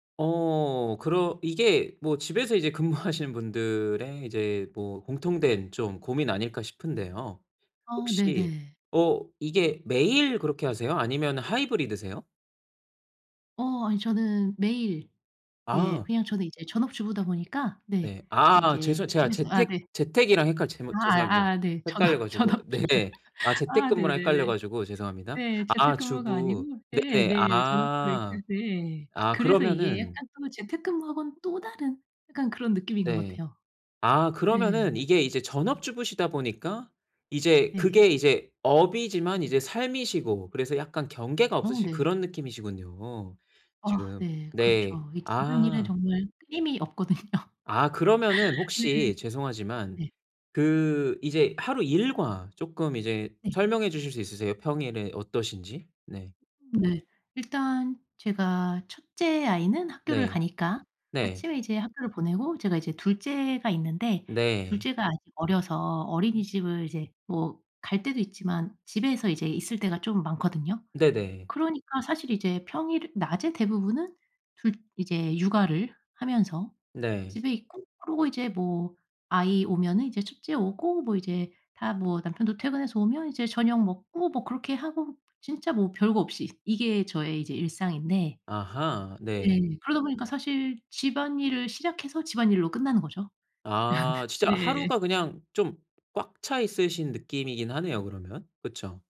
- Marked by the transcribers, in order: laughing while speaking: "근무하시는"; laughing while speaking: "전업 전업 주부"; laugh; laughing while speaking: "네"; tapping; laughing while speaking: "없거든요"; laugh
- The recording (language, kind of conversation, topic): Korean, advice, 집에서 편안하게 쉬거나 여가를 즐기기 어려운 이유가 무엇인가요?